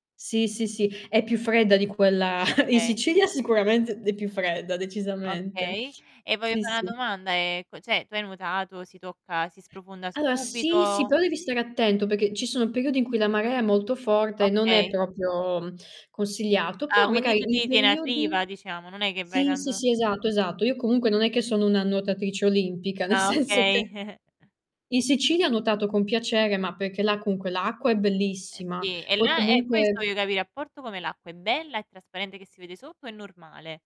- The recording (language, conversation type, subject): Italian, unstructured, Qual è il viaggio che ti è rimasto più nel cuore?
- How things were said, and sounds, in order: distorted speech; chuckle; tapping; "una" said as "na"; "cioè" said as "ceh"; "Allora" said as "aloa"; "perché" said as "pecchè"; "proprio" said as "propio"; "magari" said as "magai"; laughing while speaking: "nel senso"; chuckle; "comunque" said as "cunque"